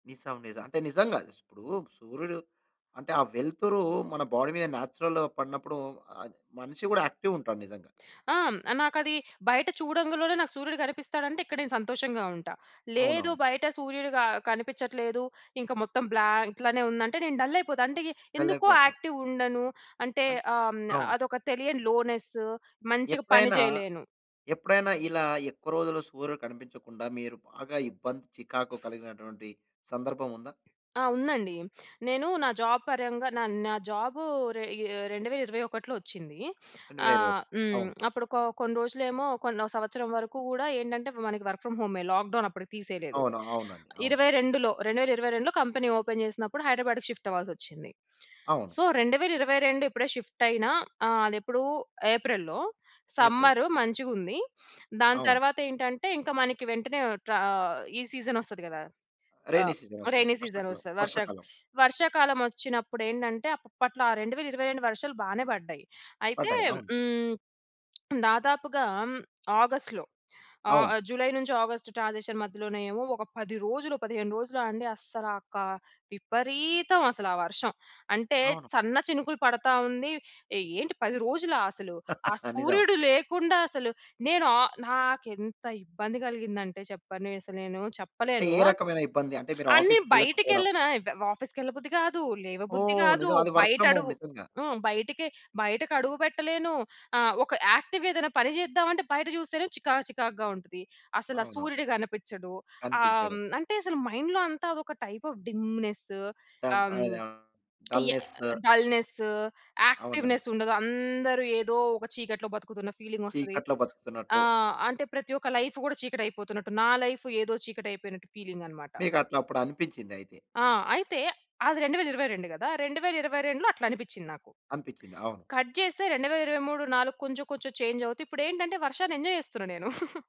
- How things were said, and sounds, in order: in English: "బాడీ"; in English: "నేచురల్‌గా"; in English: "యాక్టివ్"; in English: "బ్లాంక్"; in English: "డల్"; in English: "యాక్టివ్"; in English: "లోనెస్"; other background noise; sniff; in English: "జాబ్"; sniff; lip smack; in English: "లాక్ డౌన్"; in English: "కంపెనీ ఓపెన్"; in English: "షిఫ్ట్"; sniff; in English: "సో"; in English: "షిఫ్ట్"; in English: "సమ్మర్"; in English: "రెయినీ సీజన్"; in English: "సీజన్"; in English: "రేనీ"; lip smack; in English: "ట్రాన్సిషన్"; chuckle; in English: "ఆఫీస్‌కి"; in English: "వర్క్ ఫ్రమ్ హోమ్"; in English: "యాక్టివ్"; in English: "మైండ్‌లో"; in English: "టైప్ ఆఫ్ డిమ్‌నెస్"; lip smack; in English: "డల్‌నెస్, యాక్టివ్‌నెస్"; in English: "డల్‌నెస్"; in English: "లైఫ్"; in English: "లైఫ్"; in English: "కట్"; in English: "చేంజ్"; in English: "ఎంజాయ్"; chuckle
- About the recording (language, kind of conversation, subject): Telugu, podcast, మీకు ఇష్టమైన రుతువు ఏది, ఎందుకు ఇష్టమో చెప్పగలరా?